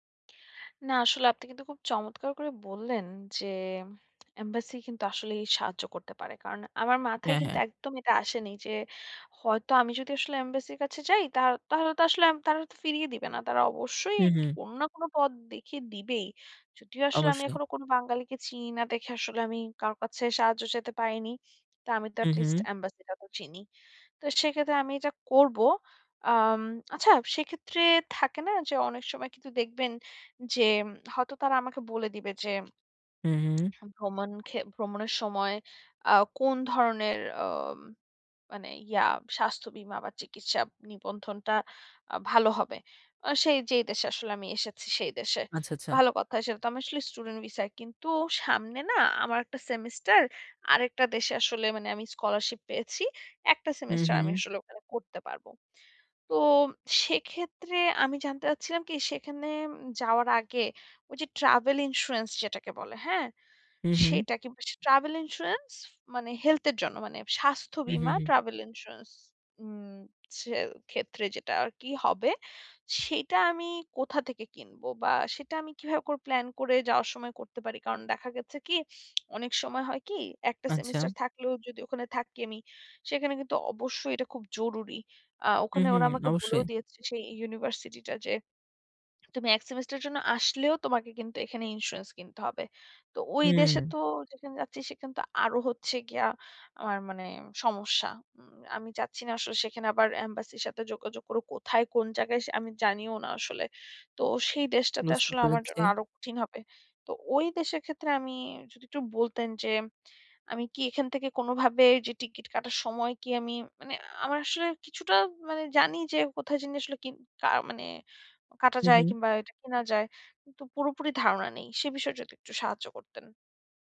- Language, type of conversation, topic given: Bengali, advice, স্বাস্থ্যবীমা ও চিকিৎসা নিবন্ধন
- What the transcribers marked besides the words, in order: tapping; tongue click